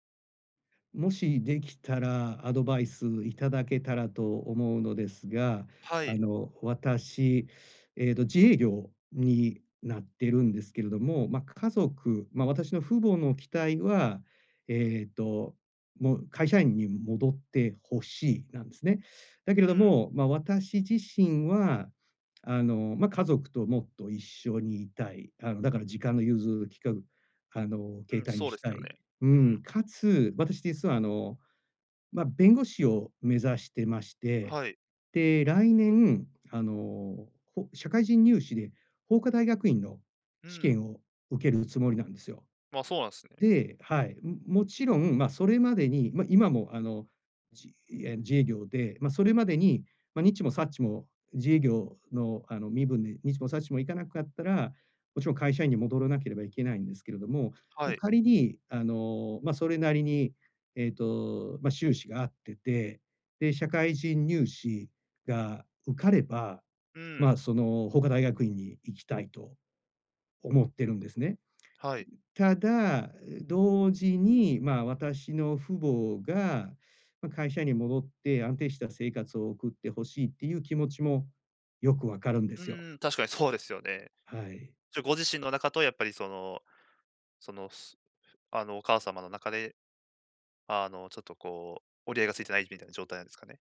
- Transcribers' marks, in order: other background noise
- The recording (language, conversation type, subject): Japanese, advice, 家族の期待と自分の目標の折り合いをどうつければいいですか？
- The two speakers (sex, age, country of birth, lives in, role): male, 20-24, Japan, Japan, advisor; male, 45-49, Japan, Japan, user